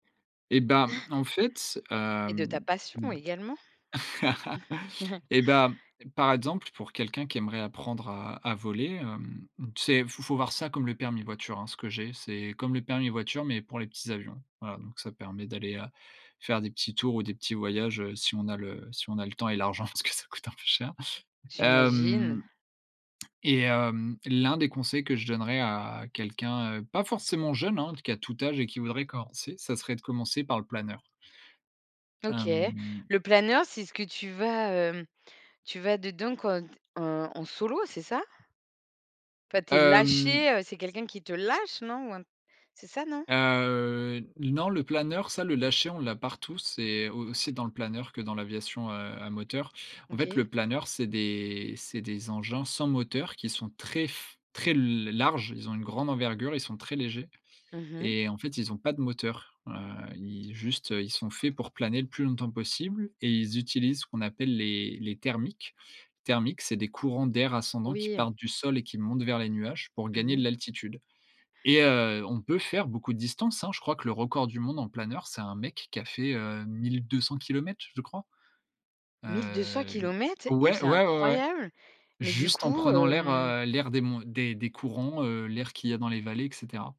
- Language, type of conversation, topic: French, podcast, Quel conseil donnerais-tu à un débutant ?
- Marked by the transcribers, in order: chuckle; chuckle; laughing while speaking: "parce que ça coûte un peu cher"; stressed: "lâche"; drawn out: "Heu"; other background noise